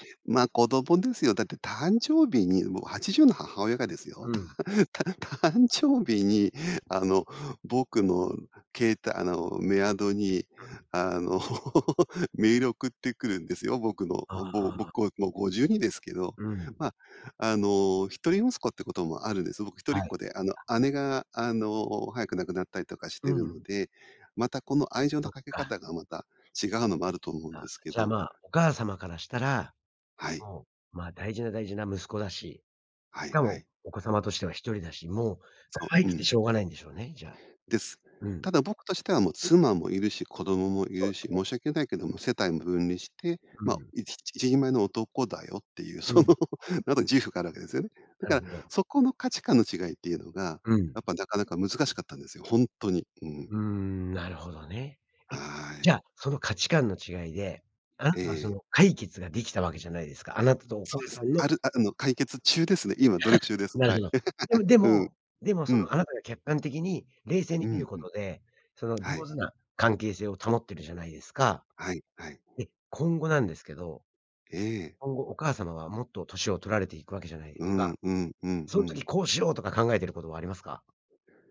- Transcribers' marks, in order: laughing while speaking: "たん た 誕生日に"; laugh; laugh; laugh
- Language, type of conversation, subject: Japanese, podcast, 親との価値観の違いを、どのように乗り越えましたか？